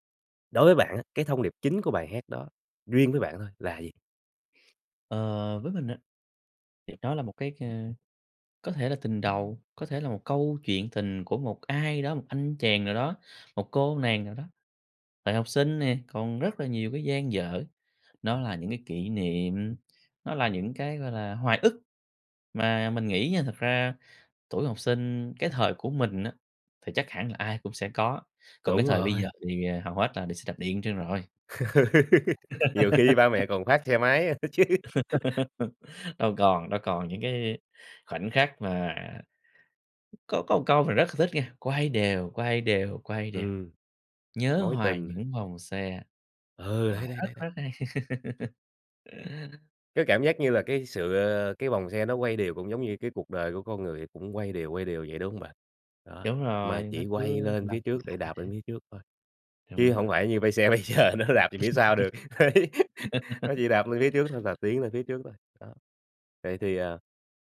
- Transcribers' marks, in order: other background noise; tapping; laugh; laughing while speaking: "nữa chứ"; laugh; laugh; laughing while speaking: "bây xe bây giờ nó đạp về phía sau được. Đấy"; laugh
- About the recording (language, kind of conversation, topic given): Vietnamese, podcast, Bài hát nào luôn chạm đến trái tim bạn mỗi khi nghe?